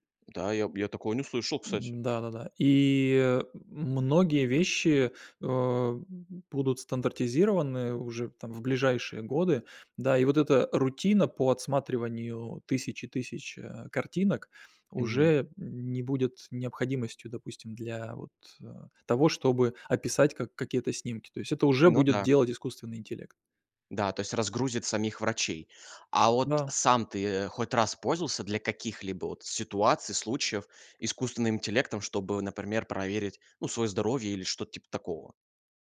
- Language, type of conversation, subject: Russian, podcast, Какие изменения принесут технологии в сфере здоровья и медицины?
- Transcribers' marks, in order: other background noise